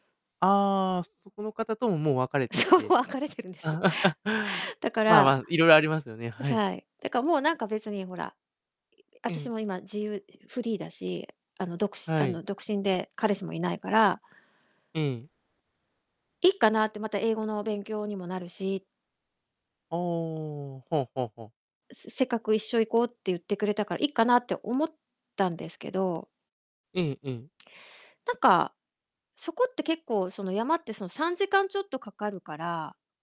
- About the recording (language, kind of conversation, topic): Japanese, advice, 元パートナーと友達として付き合っていけるか、どうすればいいですか？
- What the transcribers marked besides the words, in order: distorted speech; laughing while speaking: "そう、別れてるんです"; chuckle; other background noise